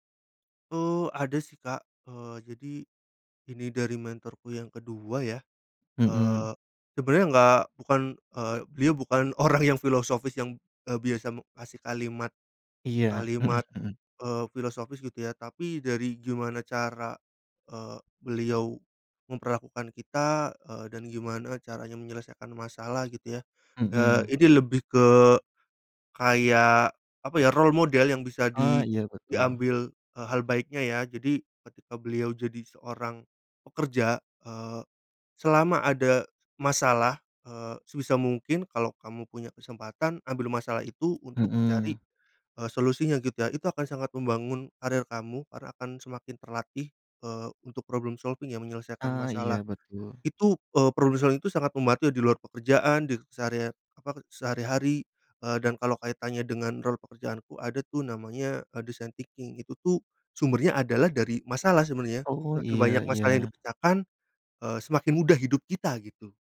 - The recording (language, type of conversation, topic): Indonesian, podcast, Siapa mentor yang paling berpengaruh dalam kariermu, dan mengapa?
- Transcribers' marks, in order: laughing while speaking: "orang"; in English: "role model"; in English: "problem solving"; in English: "problem solving"; in English: "design thinking"